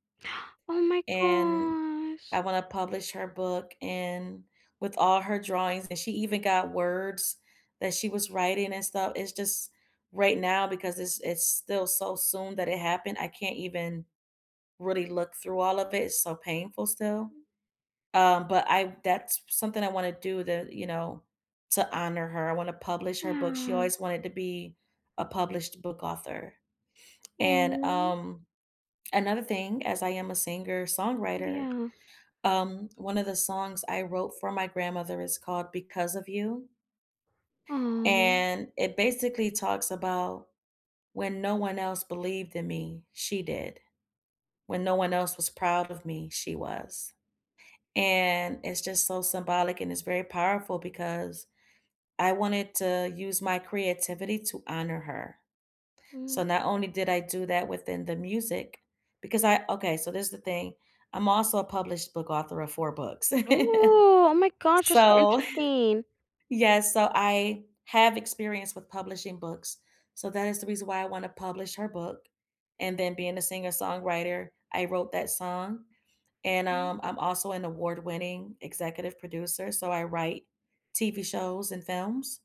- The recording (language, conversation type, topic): English, unstructured, What’s a story or song that made you feel something deeply?
- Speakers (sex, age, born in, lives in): female, 35-39, United States, United States; female, 35-39, United States, United States
- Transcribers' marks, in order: gasp; drawn out: "gosh"; sad: "Oh"; other background noise; drawn out: "Ooh"; chuckle